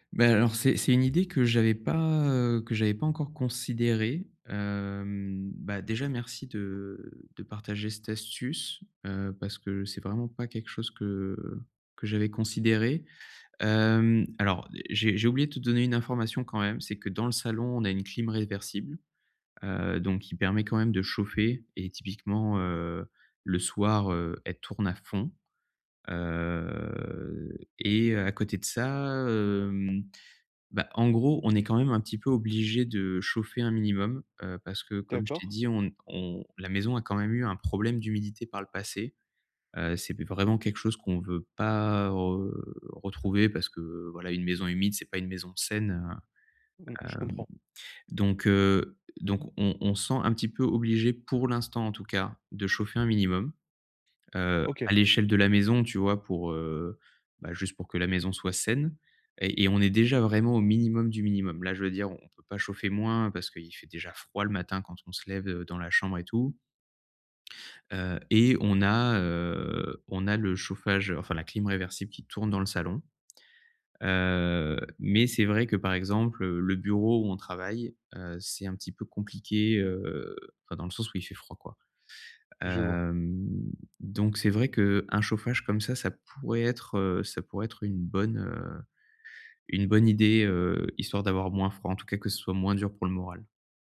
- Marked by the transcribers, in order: other background noise; drawn out: "Heu"; tapping; drawn out: "Hem"
- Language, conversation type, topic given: French, advice, Comment gérer une dépense imprévue sans sacrifier l’essentiel ?